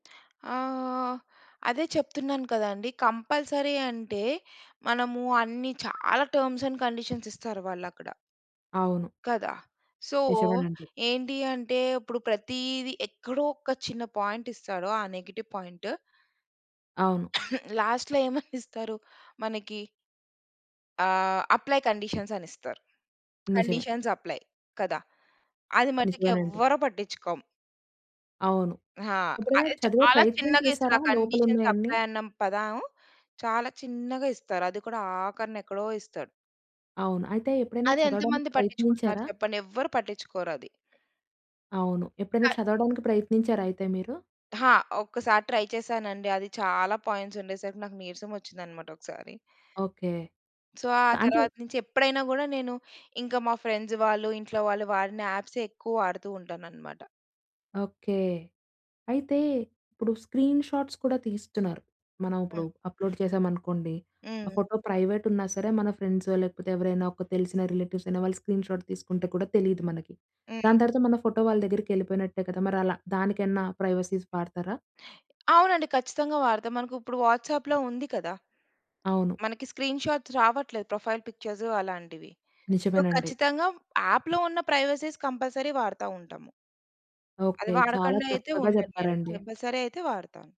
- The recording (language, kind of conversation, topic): Telugu, podcast, ఆన్‌లైన్‌లో మీరు మీ వ్యక్తిగత సమాచారాన్ని ఎంతవరకు పంచుకుంటారు?
- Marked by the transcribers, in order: other noise; in English: "కంపల్సరీ"; in English: "టర్మ్స్ అండ్ కండిషన్స్"; tapping; in English: "సో"; in English: "నెగెటివ్ పాయింట్"; cough; in English: "లాస్ట్‌లో"; in English: "అప్లై కండిషన్స్"; in English: "కండిషన్స్ అప్లై"; in English: "కండిషన్స్ అప్లై"; in English: "ట్రై"; in English: "సో"; in English: "ఫ్రెండ్స్"; in English: "స్క్రీన్‌షాట్స్"; in English: "అప్‌లోడ్"; in English: "ఫోటో"; in English: "రిలేటివ్స్"; in English: "స్క్రీన్‌షాట్"; in English: "ఫోటో"; in English: "ప్రైవసీస్"; other background noise; in English: "వాట్సాప్‌లో"; in English: "స్క్రీన్ షాట్స్"; in English: "ప్రొఫైల్"; in English: "సో"; in English: "యాప్‌లో"; in English: "ప్రైవసీస్ కంపల్సరీ"; in English: "కంపల్సరీ"